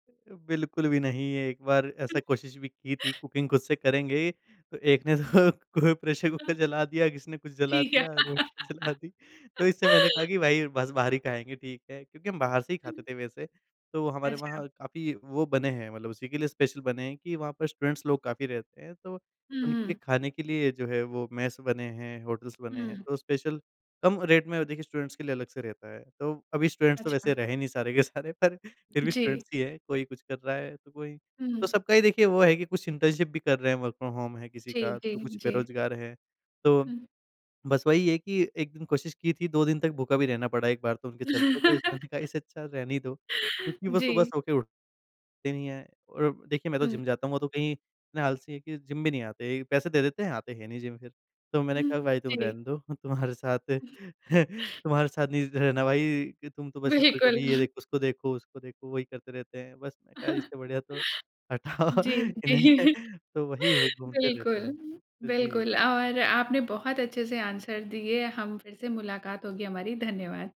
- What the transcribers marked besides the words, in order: chuckle; in English: "कुकिंग"; laughing while speaking: "तो को"; in English: "प्रेशर कुकर"; other background noise; laughing while speaking: "रोटी जला दी"; laugh; in English: "स्पेशल"; in English: "स्टूडेंट्स"; in English: "स्पेशल"; in English: "रेट"; in English: "स्टूडेंट्स"; in English: "स्टूडेंट्स"; laughing while speaking: "सारे पर"; in English: "स्टूडेंट्स"; in English: "इंटर्नशिप"; in English: "वर्क फ्रॉम होम"; laugh; unintelligible speech; tongue click; tapping; chuckle; chuckle; laughing while speaking: "जी"; laughing while speaking: "हटाओ इन्हें"; in English: "आंसर"
- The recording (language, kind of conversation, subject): Hindi, podcast, फुर्सत में आपको सबसे ज़्यादा क्या करना पसंद है?